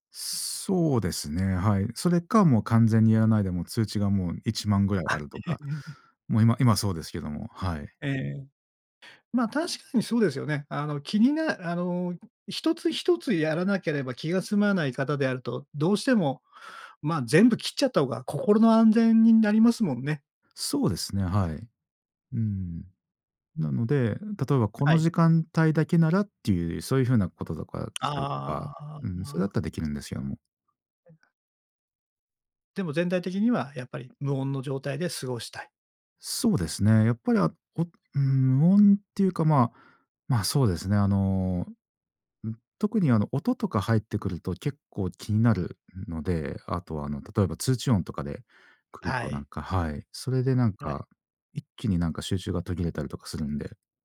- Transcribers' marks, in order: chuckle; other background noise
- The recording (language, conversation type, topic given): Japanese, podcast, 通知はすべてオンにしますか、それともオフにしますか？通知設定の基準はどう決めていますか？